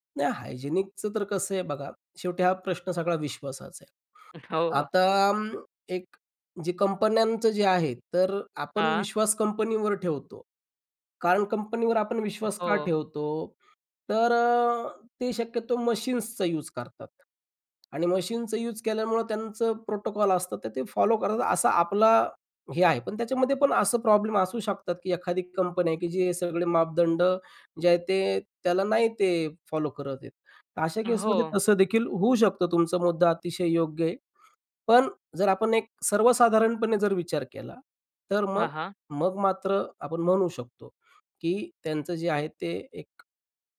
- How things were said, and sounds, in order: in English: "हायजीनिकचं"; other background noise; chuckle; tapping; other noise; in English: "प्रोटोकॉल"
- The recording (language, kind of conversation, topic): Marathi, podcast, स्थानिक बाजारातून खरेदी करणे तुम्हाला अधिक चांगले का वाटते?